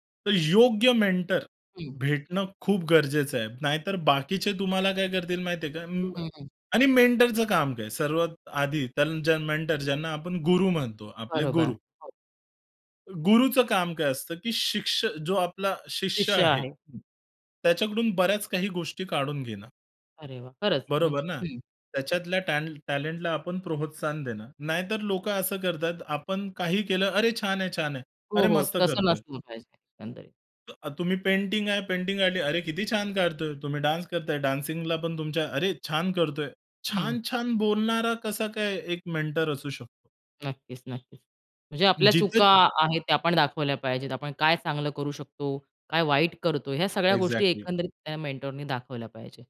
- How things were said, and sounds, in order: in English: "मेंटर"; other background noise; in English: "मेंटरचं"; in English: "मेंटर"; tapping; "प्रोत्साहन" said as "प्रोहोत्सान"; in English: "डान्स"; in English: "डान्सिंगला"; in English: "मेंटर"; other noise; horn; in English: "मेंटरनी"
- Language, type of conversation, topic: Marathi, podcast, तुम्ही मेंटर निवडताना कोणत्या गोष्टी लक्षात घेता?